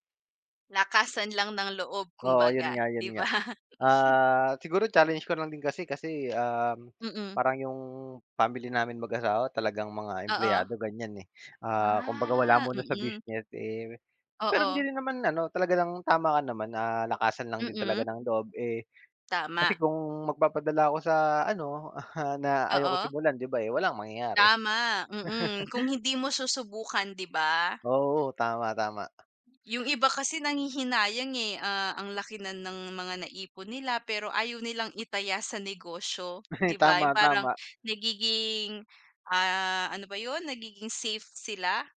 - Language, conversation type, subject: Filipino, unstructured, Paano ka nag-iipon para matupad ang mga pangarap mo sa buhay?
- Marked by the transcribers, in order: laugh; other background noise; chuckle; laugh; laughing while speaking: "Ay"